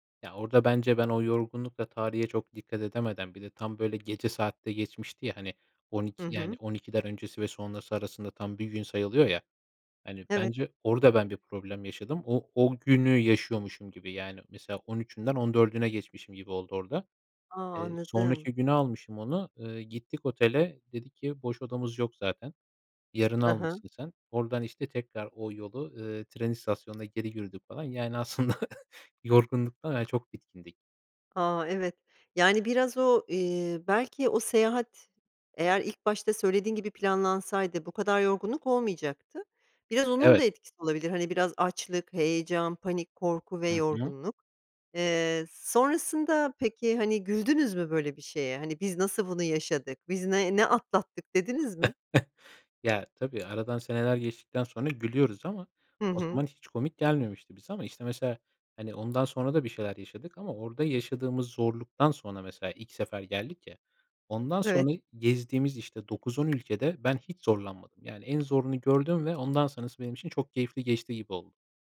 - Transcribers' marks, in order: tapping; chuckle; other background noise; chuckle
- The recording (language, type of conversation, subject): Turkish, podcast, En unutulmaz seyahat deneyimini anlatır mısın?